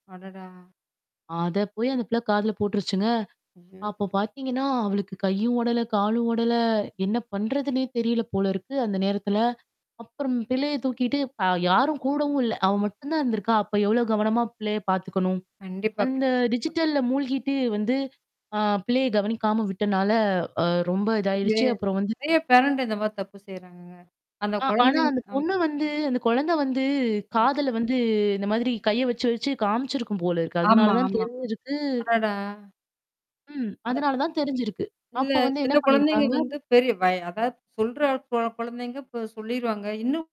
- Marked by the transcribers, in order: other background noise; unintelligible speech; in English: "டிஜிட்டல்ல"; in English: "பேரண்ட்"; tapping; distorted speech; static
- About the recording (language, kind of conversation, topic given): Tamil, podcast, டிஜிட்டல் சாதனங்கள் உங்கள் நேரத்தை எப்படிப் பாதிக்கிறது என்று நீங்கள் நினைக்கிறீர்களா?